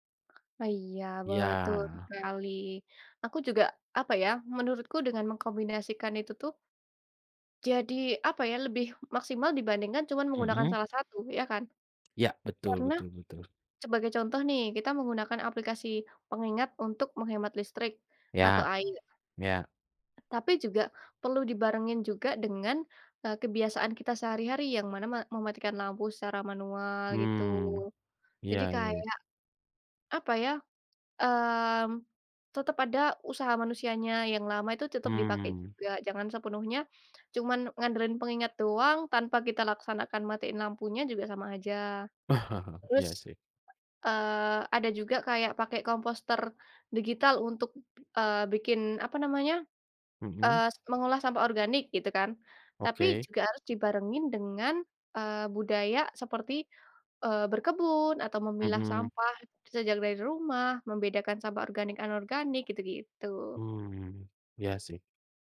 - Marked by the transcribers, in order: other background noise; tapping; chuckle
- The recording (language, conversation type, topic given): Indonesian, unstructured, Bagaimana peran teknologi dalam menjaga kelestarian lingkungan saat ini?